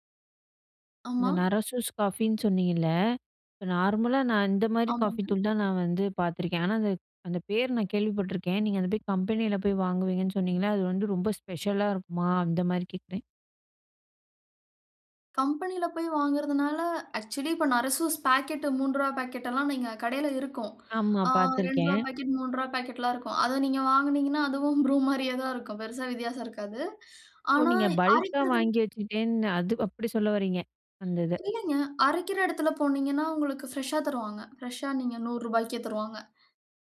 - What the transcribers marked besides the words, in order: in English: "நார்மலா"; in English: "ஸ்பெஷலா"; in English: "ஆக்சுவலி"; laughing while speaking: "அதை நீங்க வாங்கினீங்கனா, அதுவும் ப்ரூ மாதிரியே தான் இருக்கும், பெரிசா வித்தியாசம் இருக்காது"; in English: "பல்க்கா"; in English: "பிரஷா"
- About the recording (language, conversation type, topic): Tamil, podcast, ஒரு பழக்கத்தை மாற்ற நீங்கள் எடுத்த முதல் படி என்ன?